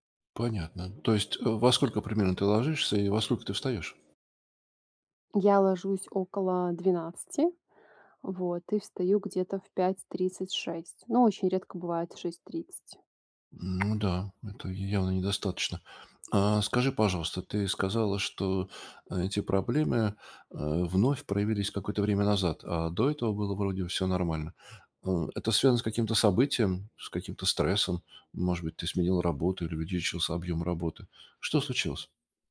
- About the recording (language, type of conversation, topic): Russian, advice, Как просыпаться каждый день с большей энергией даже после тяжёлого дня?
- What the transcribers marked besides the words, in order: other background noise